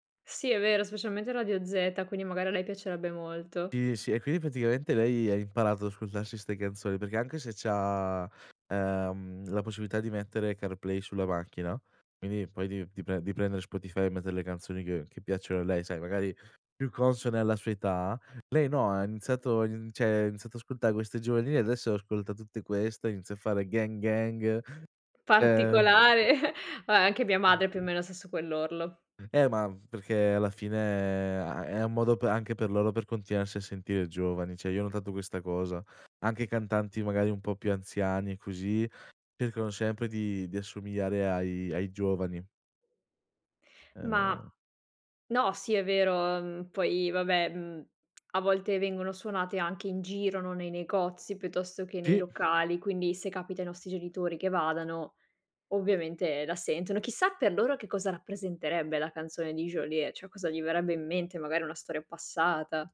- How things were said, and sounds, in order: "cioè" said as "ceh"; other background noise; chuckle; "vabbè" said as "abè"; "cioè" said as "ceh"; "cioè" said as "ceh"
- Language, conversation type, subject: Italian, podcast, Qual è la canzone che più ti rappresenta?